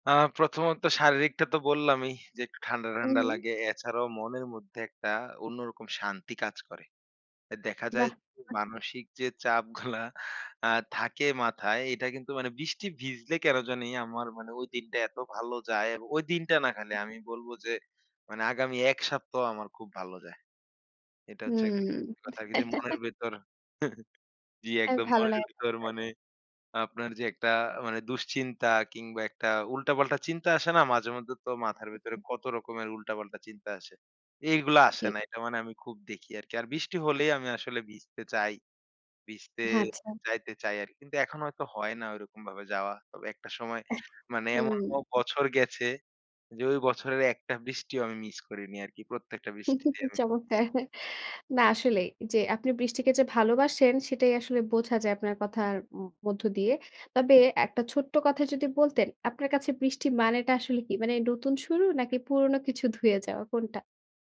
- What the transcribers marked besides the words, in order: other background noise; unintelligible speech; chuckle; tapping; unintelligible speech; chuckle; unintelligible speech; chuckle
- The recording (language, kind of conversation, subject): Bengali, podcast, বৃষ্টিতে ঘুরে ভিজে এসে যে অনুভূতি হয়, সেটা কেমন লাগে?